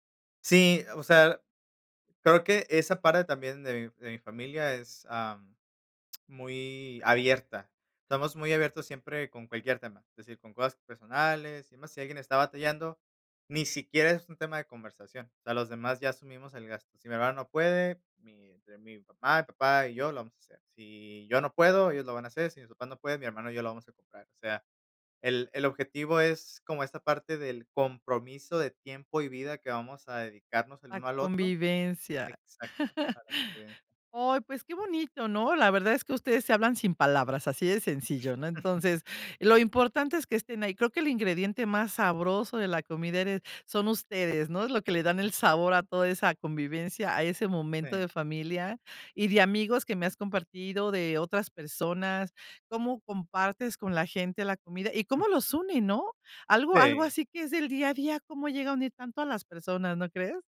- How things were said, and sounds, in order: laugh; other background noise; chuckle
- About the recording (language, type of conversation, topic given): Spanish, podcast, ¿Qué papel juegan las comidas compartidas en unir a la gente?